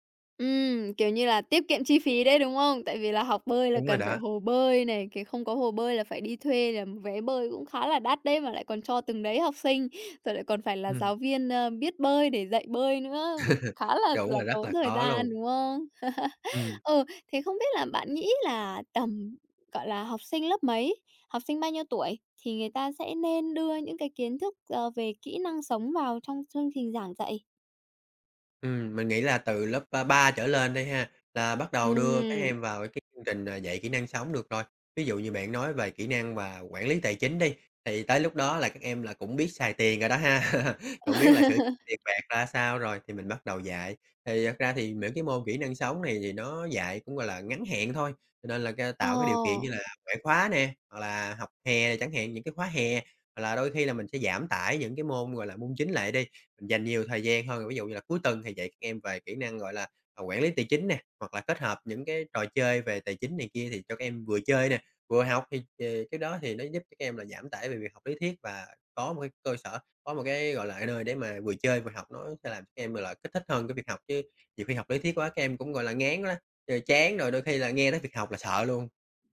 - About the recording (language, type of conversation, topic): Vietnamese, podcast, Bạn nghĩ nhà trường nên dạy kỹ năng sống như thế nào?
- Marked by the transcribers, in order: tapping; laugh; laugh; laugh